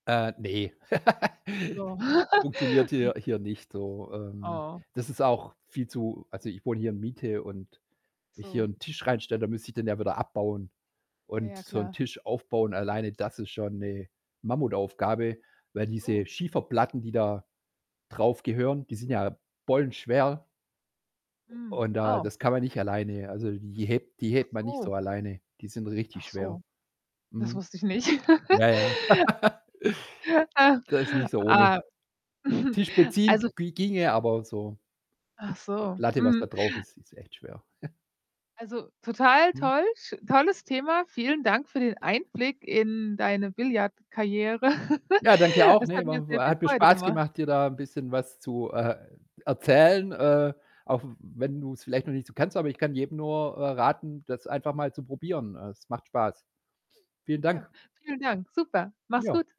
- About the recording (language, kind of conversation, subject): German, podcast, Welche kleinen Schritte haben bei dir eine große Wirkung gehabt?
- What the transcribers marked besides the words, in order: static; laugh; tapping; other background noise; laugh; chuckle; distorted speech; chuckle; laughing while speaking: "Karriere"; laugh